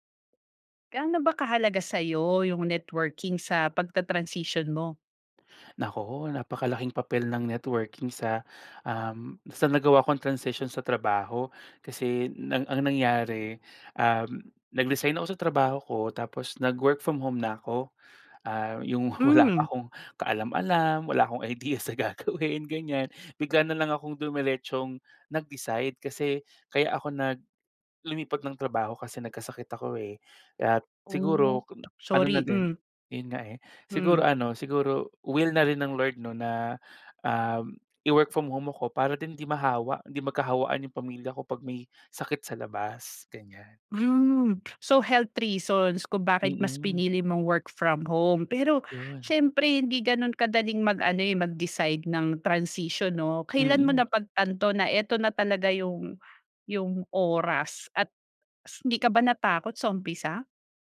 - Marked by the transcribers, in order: laughing while speaking: "wala"; laughing while speaking: "sa gagawin"
- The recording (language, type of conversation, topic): Filipino, podcast, Gaano kahalaga ang pagbuo ng mga koneksyon sa paglipat mo?